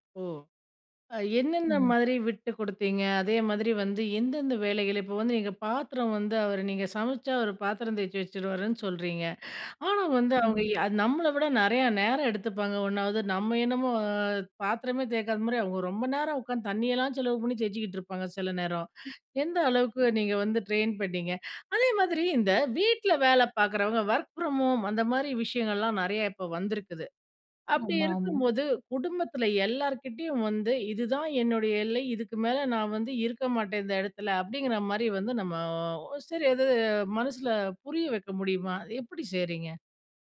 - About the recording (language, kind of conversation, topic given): Tamil, podcast, வேலைக்கும் வீட்டுக்கும் இடையிலான எல்லையை நீங்கள் எப்படிப் பராமரிக்கிறீர்கள்?
- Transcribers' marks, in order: other background noise; in English: "ட்ரெயின்"; in English: "ஒர்க் ஃப்ரம் ஹோம்"